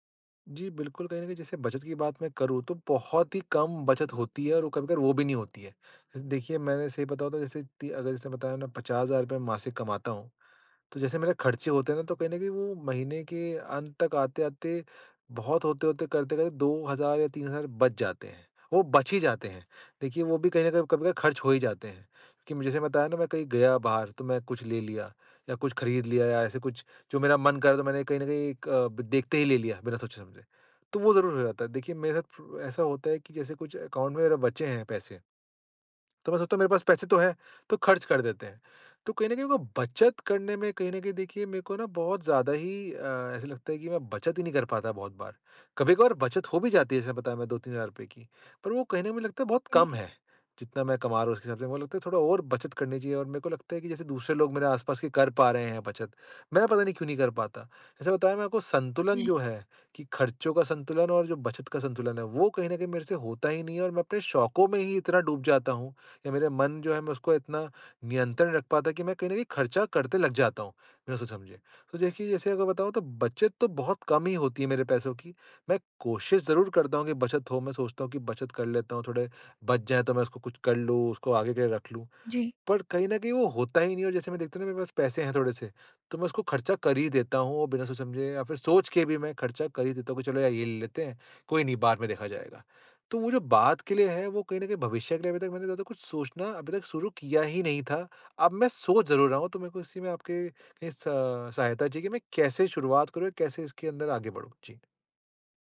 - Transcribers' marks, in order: in English: "अकाउंट"
- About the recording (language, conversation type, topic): Hindi, advice, पैसे बचाते हुए जीवन की गुणवत्ता कैसे बनाए रखूँ?